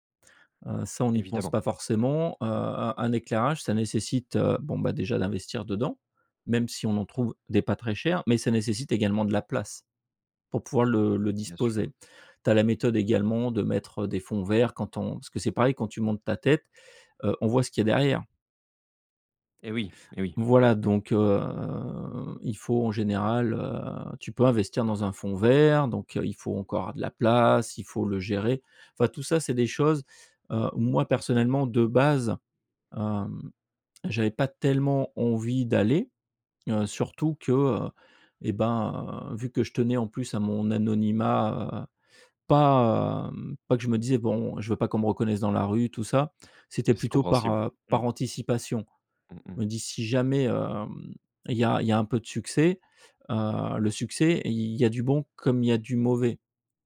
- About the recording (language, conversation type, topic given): French, podcast, Comment rester authentique lorsque vous exposez votre travail ?
- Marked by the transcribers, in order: drawn out: "ben"